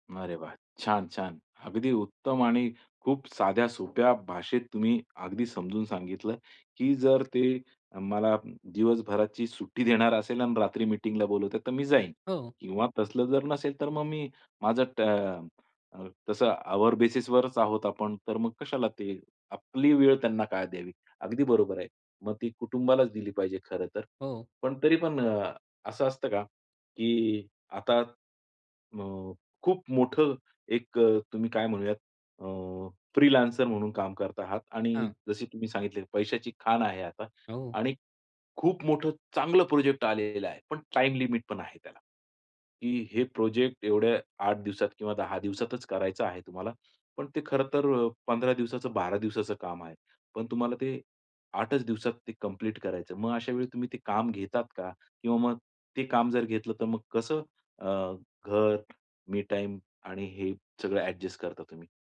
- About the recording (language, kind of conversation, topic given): Marathi, podcast, काम आणि वैयक्तिक आयुष्यातील संतुलन तुम्ही कसे साधता?
- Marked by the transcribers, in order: in English: "आवर बेसिसवरच"; in English: "फ्रीलान्सर"; stressed: "चांगलं"; in English: "टाईम लिमिट"; in English: "मी टाईम"